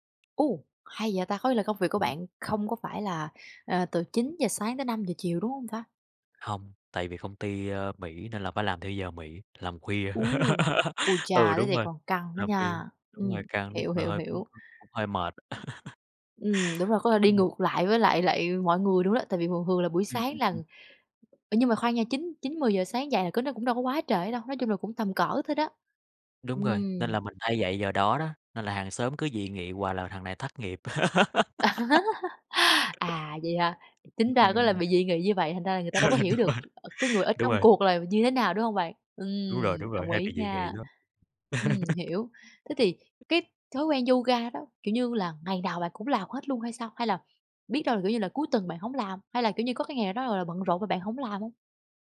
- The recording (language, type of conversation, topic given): Vietnamese, podcast, Bạn có thể kể về một thói quen hằng ngày giúp bạn giảm căng thẳng không?
- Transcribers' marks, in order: tapping; laugh; unintelligible speech; laugh; laugh; laugh; other background noise; laughing while speaking: "Đúng rồi"; laugh